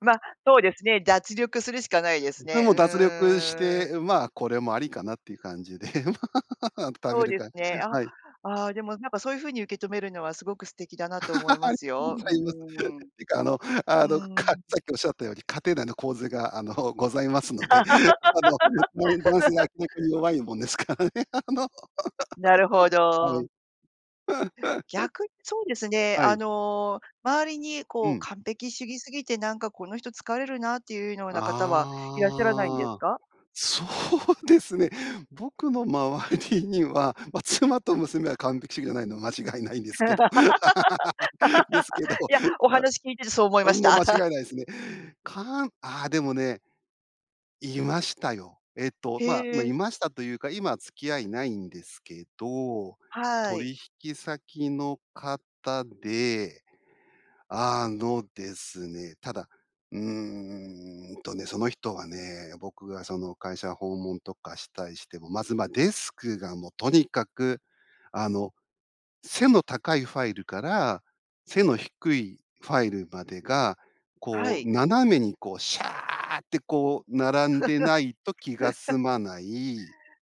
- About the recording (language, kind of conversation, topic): Japanese, podcast, 完璧主義とどう付き合っていますか？
- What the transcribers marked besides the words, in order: laugh; laughing while speaking: "ま、食べるか"; laugh; laughing while speaking: "ございます、てか、あの あの、かっ さっきおっしゃったように"; laugh; laughing while speaking: "弱いもんですからね。あの"; laugh; laughing while speaking: "そうですね。僕の周りに … けど ですけど"; laugh; laugh; laugh